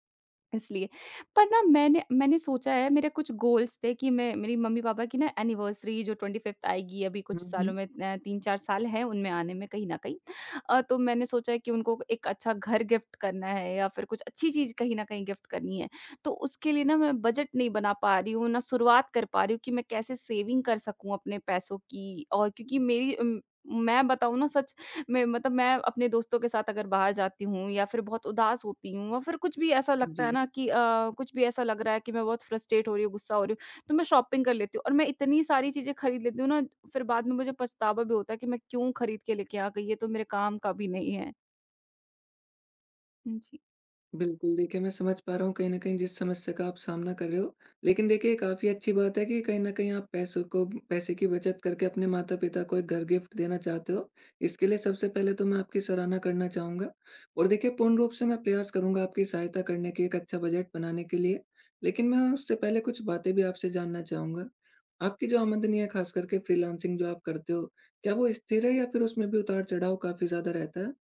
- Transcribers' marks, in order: in English: "गोल्स"; in English: "एनिवर्सरी"; in English: "गिफ्ट"; in English: "गिफ्ट"; in English: "सेविंग"; in English: "फ्रस्ट्रेट"; in English: "शॉपिंग"; in English: "गिफ्ट"
- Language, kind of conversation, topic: Hindi, advice, क्यों मुझे बजट बनाना मुश्किल लग रहा है और मैं शुरुआत कहाँ से करूँ?